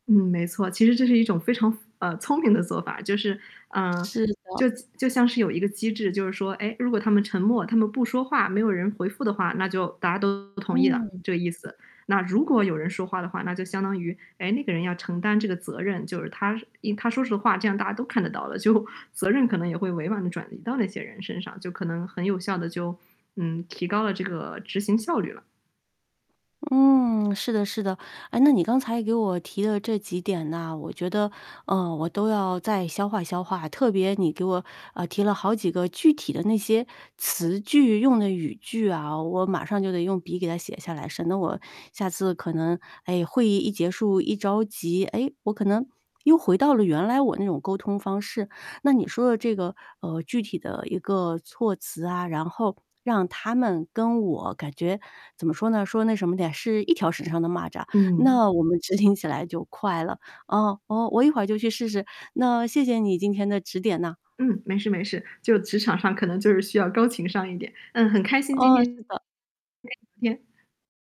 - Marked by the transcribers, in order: static; distorted speech; other background noise
- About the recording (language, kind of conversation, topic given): Chinese, advice, 你为什么在遇到冲突时会回避沟通？